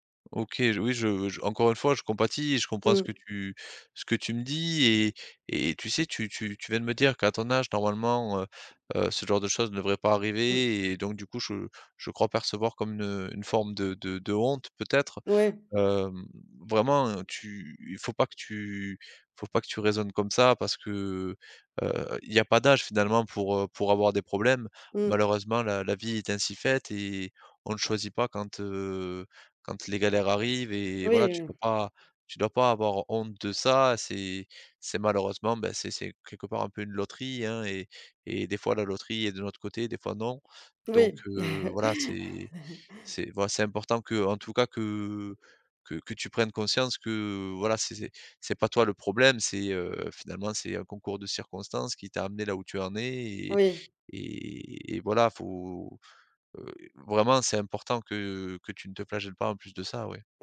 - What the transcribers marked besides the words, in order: tapping; chuckle; other background noise; drawn out: "et"
- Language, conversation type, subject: French, advice, Comment décririez-vous votre inquiétude persistante concernant l’avenir ou vos finances ?
- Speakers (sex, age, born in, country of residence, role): female, 25-29, France, Germany, user; male, 35-39, France, France, advisor